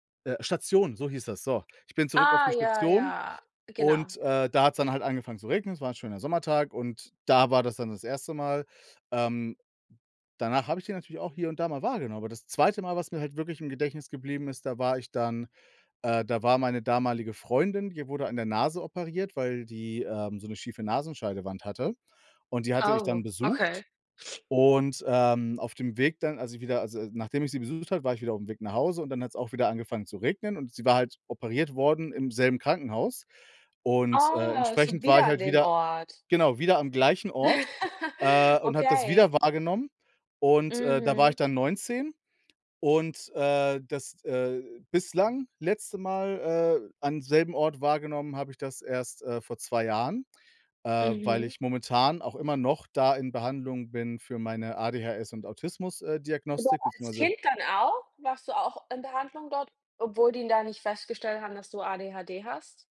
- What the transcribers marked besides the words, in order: laugh
- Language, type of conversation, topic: German, unstructured, Gibt es einen Geruch, der dich sofort an deine Vergangenheit erinnert?